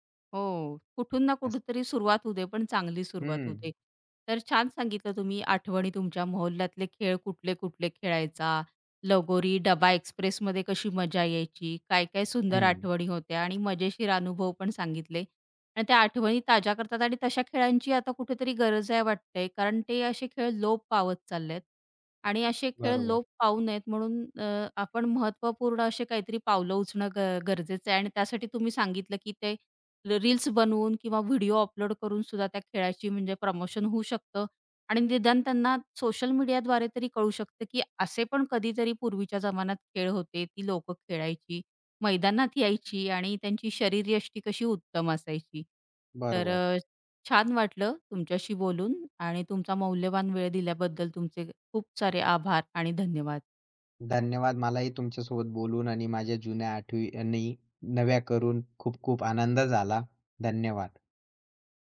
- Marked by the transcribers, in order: other noise; other background noise; tapping; "आठवणी" said as "आठवीअनी"
- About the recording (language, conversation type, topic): Marathi, podcast, तुमच्या वाडीत लहानपणी खेळलेल्या खेळांची तुम्हाला कशी आठवण येते?